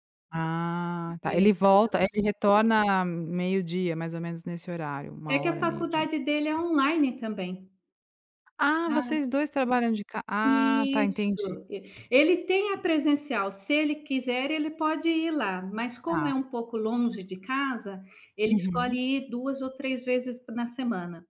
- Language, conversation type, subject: Portuguese, podcast, Como você concilia as tarefas domésticas com o trabalho remoto?
- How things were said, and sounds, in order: other background noise; tapping